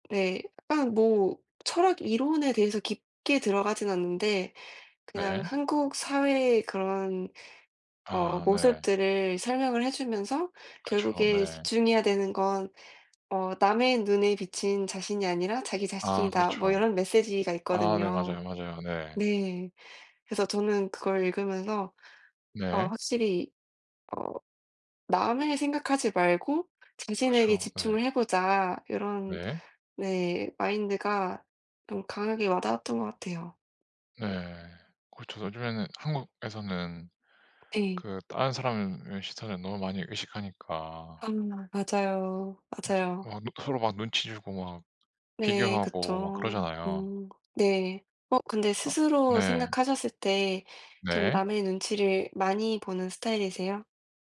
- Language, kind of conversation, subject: Korean, unstructured, 스트레스를 받을 때 어떻게 해소하시나요?
- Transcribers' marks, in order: tapping; other background noise